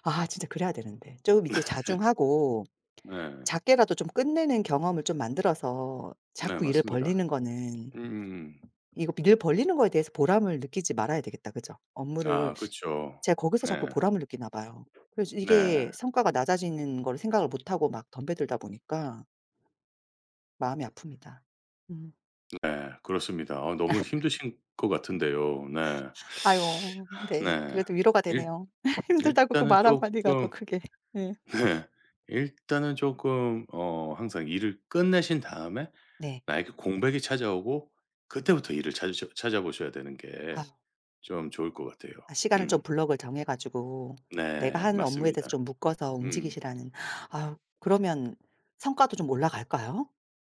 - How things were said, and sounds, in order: other background noise; laughing while speaking: "네"; tapping; laughing while speaking: "아"; sigh; laughing while speaking: "힘들다고 그 말 한 마디가 더 크게 예"; laughing while speaking: "네"
- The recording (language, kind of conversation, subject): Korean, advice, 여러 일을 동시에 진행하느라 성과가 낮다고 느끼시는 이유는 무엇인가요?